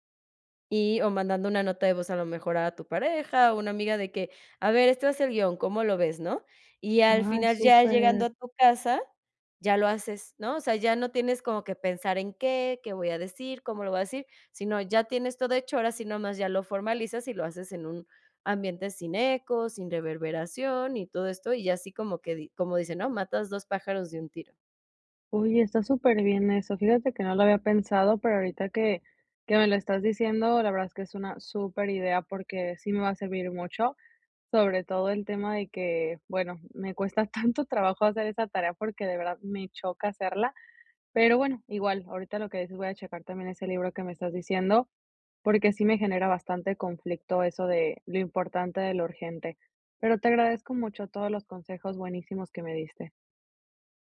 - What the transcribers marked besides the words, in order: chuckle
- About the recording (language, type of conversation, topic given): Spanish, advice, ¿Cómo puedo equilibrar mis pasatiempos con mis obligaciones diarias sin sentirme culpable?